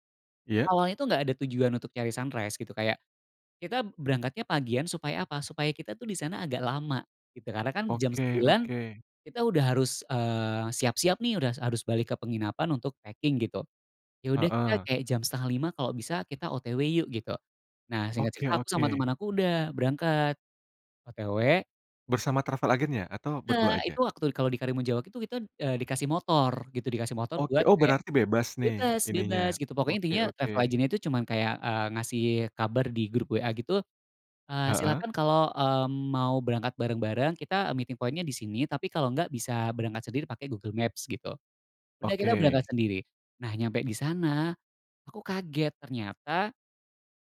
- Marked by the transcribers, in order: in English: "sunrise"; in English: "packing"; in English: "travel agent"; in English: "travel agent"; in English: "meeting point-nya"
- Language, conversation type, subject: Indonesian, podcast, Ceritakan momen matahari terbit atau terbenam yang paling kamu ingat?